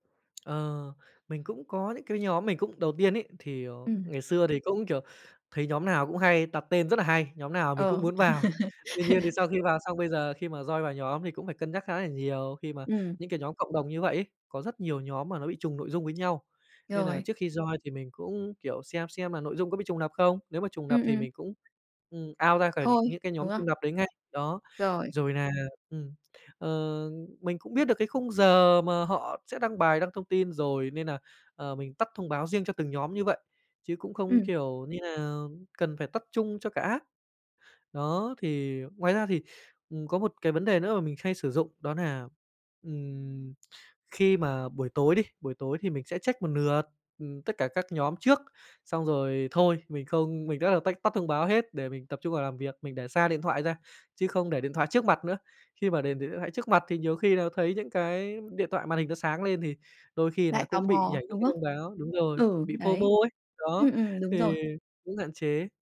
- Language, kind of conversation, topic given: Vietnamese, podcast, Làm sao bạn giảm bớt thông báo trên điện thoại?
- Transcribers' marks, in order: tapping; laugh; in English: "join"; in English: "join"; "lặp" said as "nặp"; "lặp" said as "nặp"; in English: "out"; "lặp" said as "nặp"; in English: "app"; "lượt" said as "nượt"; in English: "FO-MO"